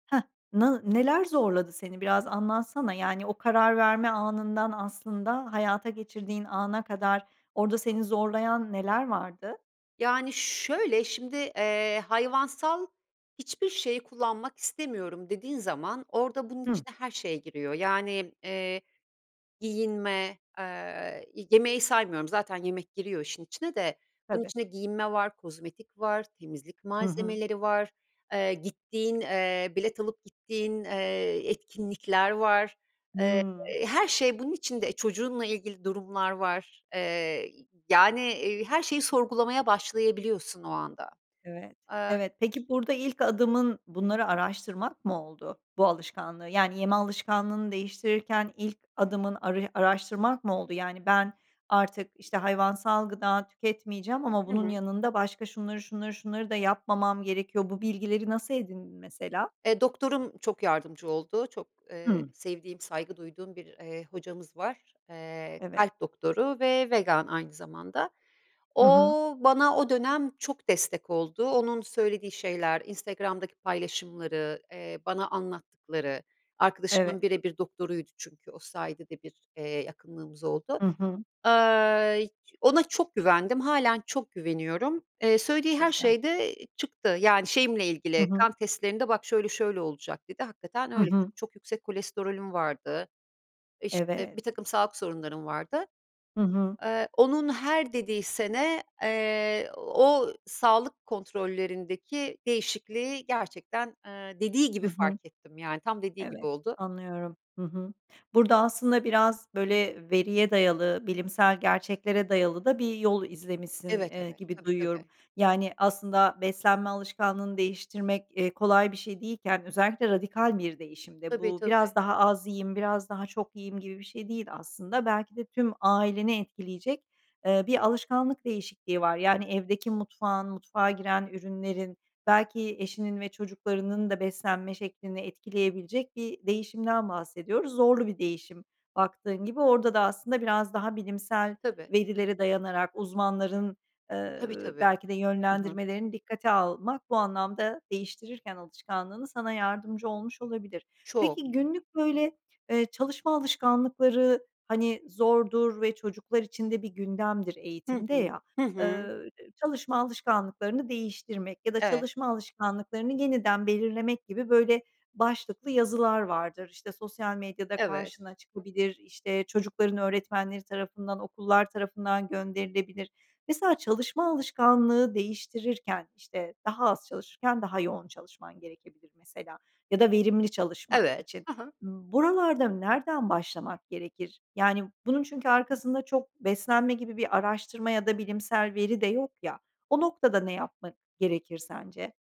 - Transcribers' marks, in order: tapping; unintelligible speech; other background noise; unintelligible speech
- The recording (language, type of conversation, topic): Turkish, podcast, Alışkanlık değiştirirken ilk adımın ne olur?